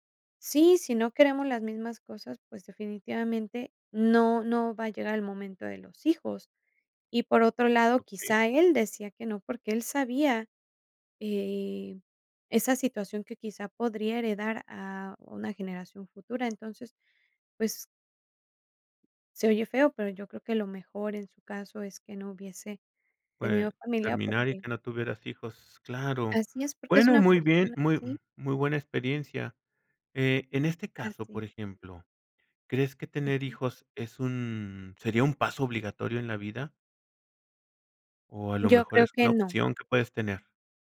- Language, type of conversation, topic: Spanish, podcast, ¿Qué te impulsa a decidir tener hijos o no tenerlos?
- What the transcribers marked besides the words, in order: other background noise